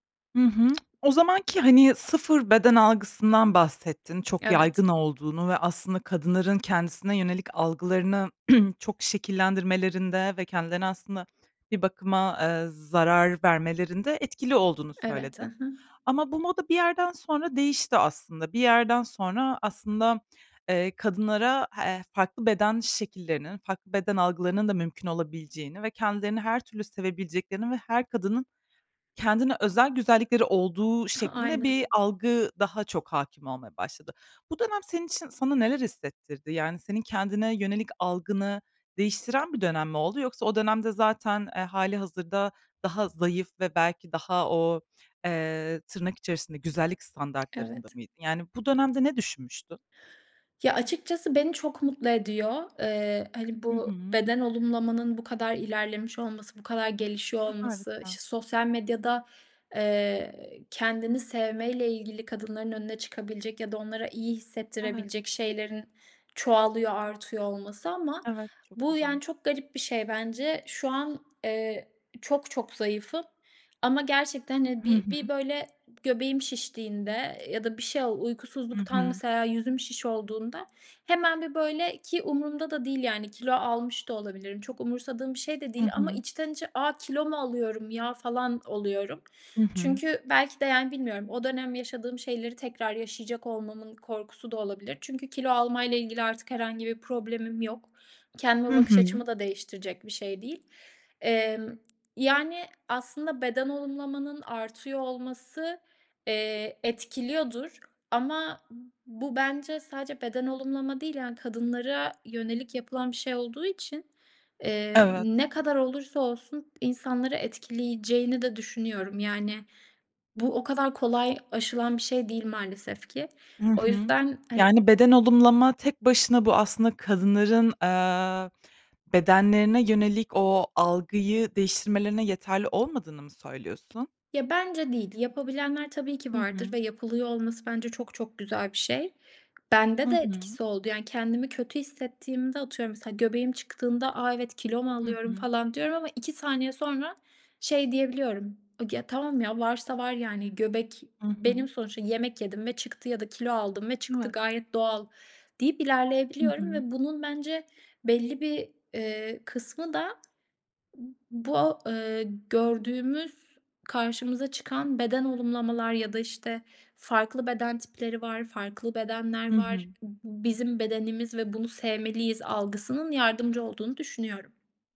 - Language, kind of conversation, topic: Turkish, podcast, Kendine güvenini nasıl inşa ettin?
- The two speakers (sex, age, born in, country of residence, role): female, 25-29, Turkey, Germany, host; female, 25-29, Turkey, Italy, guest
- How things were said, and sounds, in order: tapping; throat clearing; chuckle; other background noise